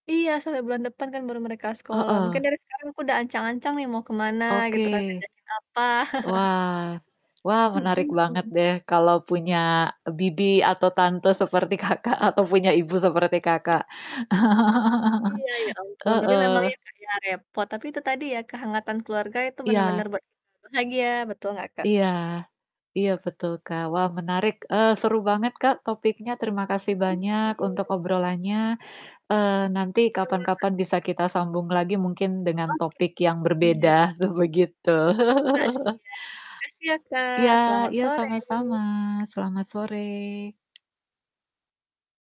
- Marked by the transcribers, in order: distorted speech; chuckle; laughing while speaking: "Kakak"; unintelligible speech; laugh; laughing while speaking: "tuh"; chuckle; tapping
- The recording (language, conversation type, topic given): Indonesian, unstructured, Bagaimana kamu biasanya menghabiskan waktu bersama keluarga?